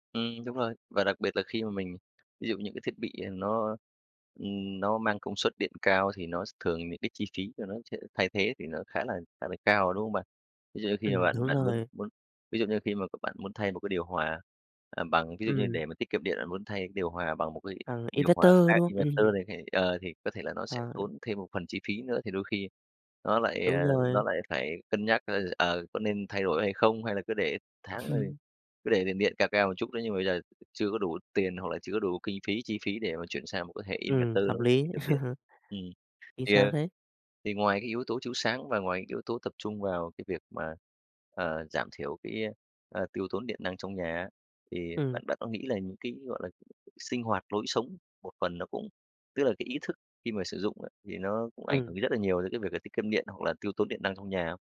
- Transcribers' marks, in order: tapping; in English: "inverter"; in English: "inverter"; unintelligible speech; laugh; other background noise; in English: "inverter"; laugh
- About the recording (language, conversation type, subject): Vietnamese, podcast, Bạn làm thế nào để giảm tiêu thụ điện trong nhà?